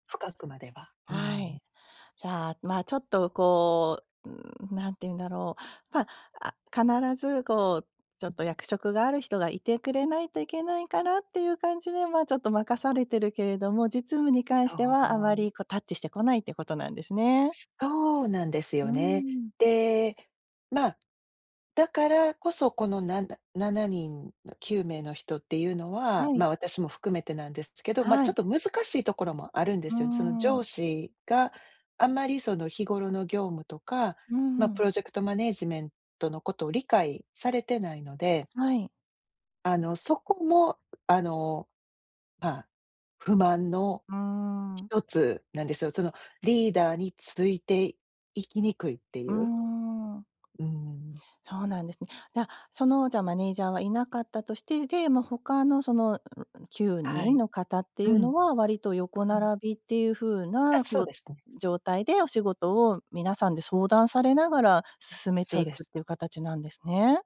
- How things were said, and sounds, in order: other background noise
- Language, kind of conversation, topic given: Japanese, advice, 関係を壊さずに相手に改善を促すフィードバックはどのように伝えればよいですか？